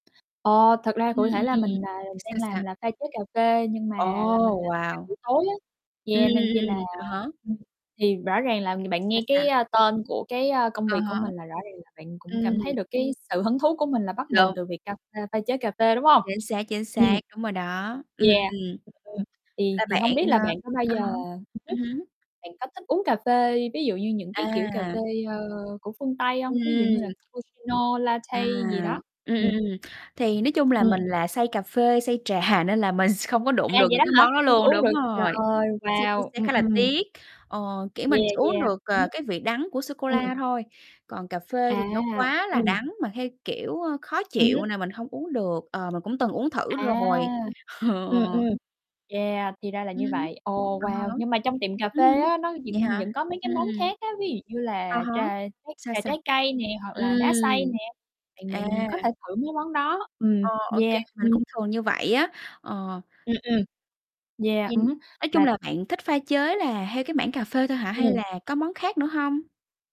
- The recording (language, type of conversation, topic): Vietnamese, unstructured, Bạn thích điều gì nhất ở công việc hiện tại?
- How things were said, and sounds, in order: mechanical hum; other background noise; distorted speech; unintelligible speech; tapping; unintelligible speech; static; in English: "cappuccino"; laughing while speaking: "trà"; laughing while speaking: "Ờ"